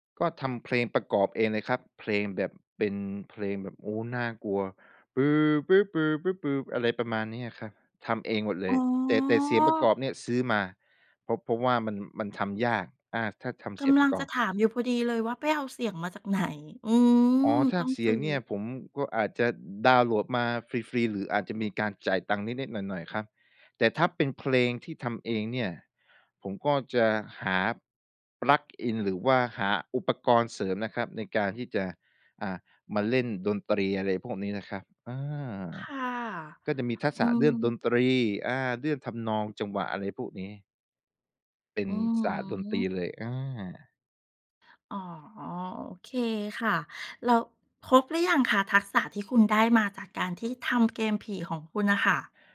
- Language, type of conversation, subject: Thai, podcast, คุณทำโปรเจกต์ในโลกจริงเพื่อฝึกทักษะของตัวเองอย่างไร?
- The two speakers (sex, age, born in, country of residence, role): female, 55-59, Thailand, Thailand, host; male, 25-29, Thailand, Thailand, guest
- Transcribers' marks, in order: singing: "ปือ ปื้อ ปือ ปื้อ ปือ"; drawn out: "อ๋อ"; in English: "plug in"